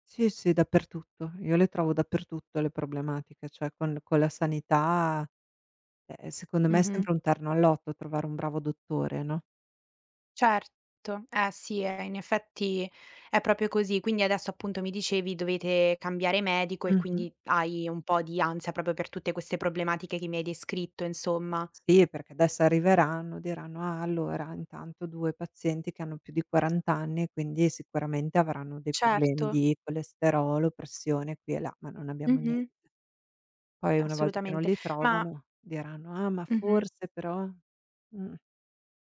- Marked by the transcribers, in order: "cioè" said as "ceh"; tapping
- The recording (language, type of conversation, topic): Italian, advice, Come posso affrontare una diagnosi medica incerta e l’ansia legata alle scelte da fare?